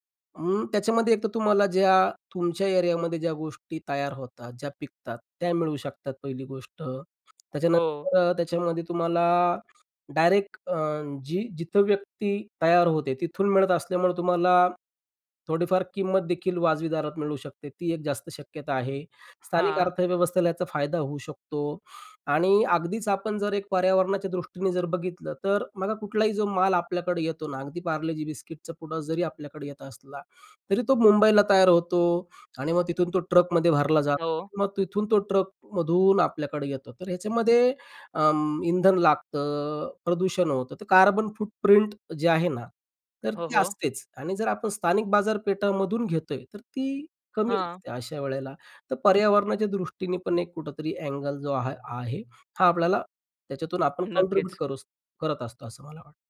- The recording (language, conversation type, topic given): Marathi, podcast, स्थानिक बाजारातून खरेदी करणे तुम्हाला अधिक चांगले का वाटते?
- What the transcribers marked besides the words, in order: tapping; other background noise; in English: "फुट प्रिंट"; in English: "कॉन्ट्रिब्यूट"